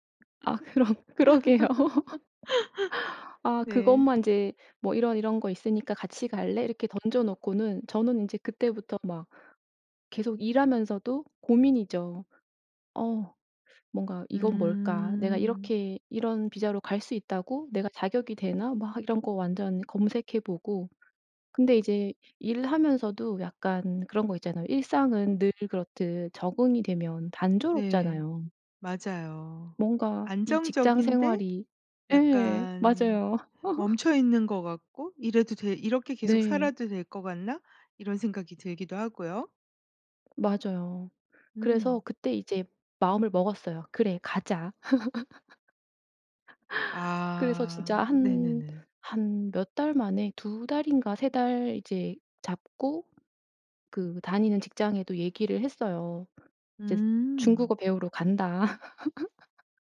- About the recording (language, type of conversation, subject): Korean, podcast, 직감이 삶을 바꾼 경험이 있으신가요?
- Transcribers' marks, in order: other background noise; laughing while speaking: "그러게요"; laugh; laugh; laugh; laugh